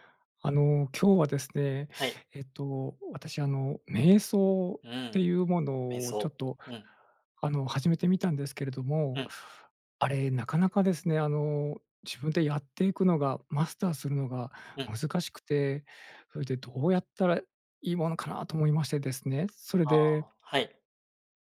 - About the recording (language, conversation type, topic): Japanese, advice, ストレス対処のための瞑想が続けられないのはなぜですか？
- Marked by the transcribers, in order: other noise